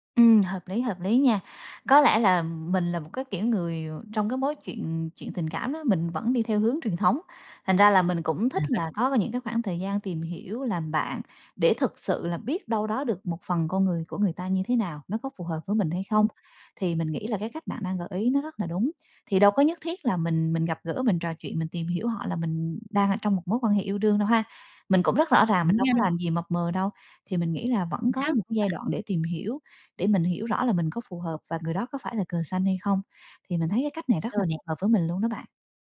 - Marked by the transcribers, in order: tapping; other background noise
- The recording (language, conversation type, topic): Vietnamese, advice, Bạn làm thế nào để vượt qua nỗi sợ bị từ chối khi muốn hẹn hò lại sau chia tay?